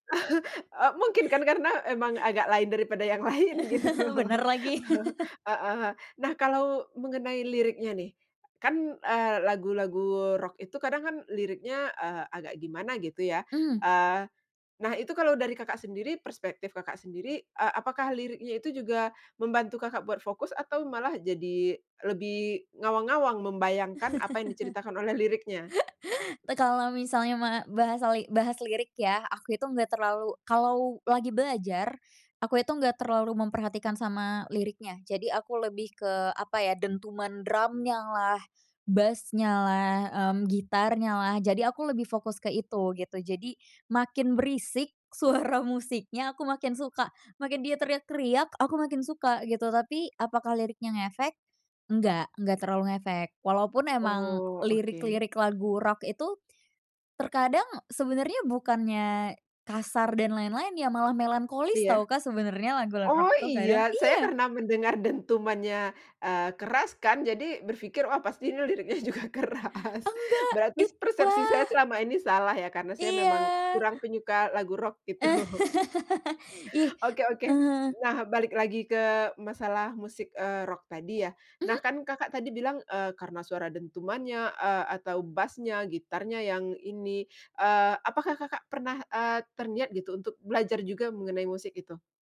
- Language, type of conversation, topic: Indonesian, podcast, Musik seperti apa yang membuat kamu lebih fokus atau masuk ke dalam alur kerja?
- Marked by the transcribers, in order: chuckle; chuckle; laughing while speaking: "lain gitu"; chuckle; tapping; chuckle; laughing while speaking: "suara"; laughing while speaking: "juga keras"; laugh; laughing while speaking: "gitu"